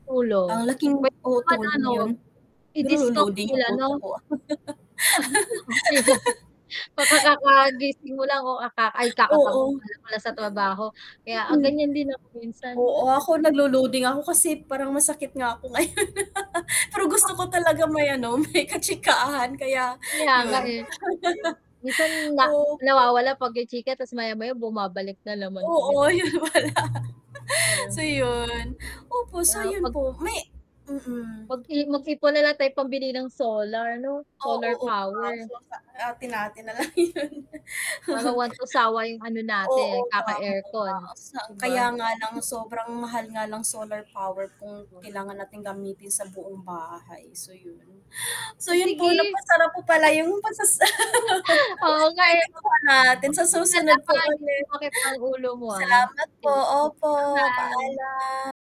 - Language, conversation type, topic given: Filipino, unstructured, Ano ang masasabi mo tungkol sa pagtaas ng singil sa kuryente at tubig?
- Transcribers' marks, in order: mechanical hum; distorted speech; static; chuckle; laughing while speaking: "Okey lang"; laugh; unintelligible speech; chuckle; laugh; other background noise; horn; laugh; laughing while speaking: "yun pala"; chuckle; laughing while speaking: "lang yun"; chuckle; chuckle; gasp; laugh; giggle; unintelligible speech; gasp